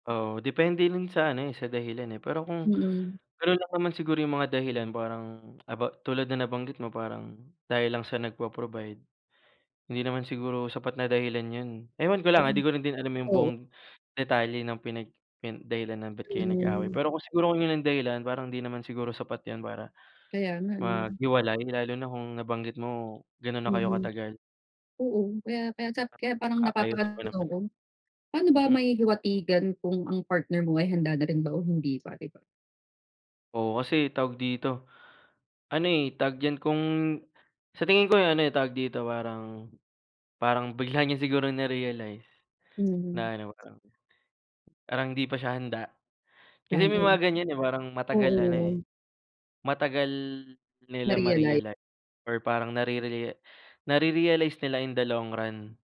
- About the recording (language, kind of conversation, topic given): Filipino, unstructured, Paano mo malalaman kung handa ka na sa isang seryosong relasyon?
- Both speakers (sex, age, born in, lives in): female, 35-39, Philippines, Philippines; male, 25-29, Philippines, Philippines
- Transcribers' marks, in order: tapping; other background noise; unintelligible speech